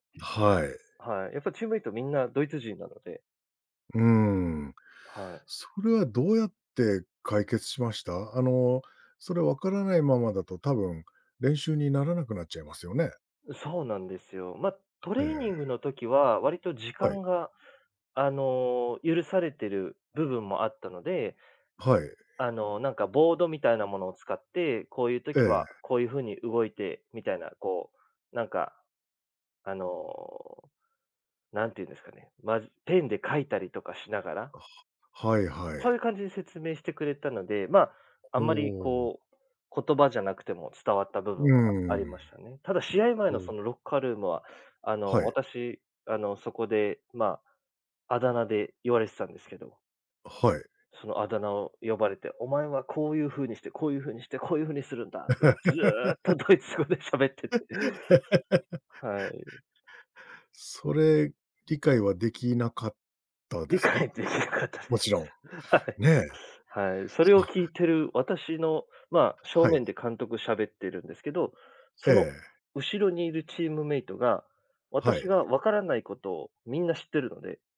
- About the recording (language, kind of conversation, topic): Japanese, podcast, 言葉が通じない場所で、どのようにコミュニケーションを取りますか？
- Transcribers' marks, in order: tapping; laugh; laugh; laughing while speaking: "ドイツ語で喋ってて"; laughing while speaking: "理解は、できなかったです。はい"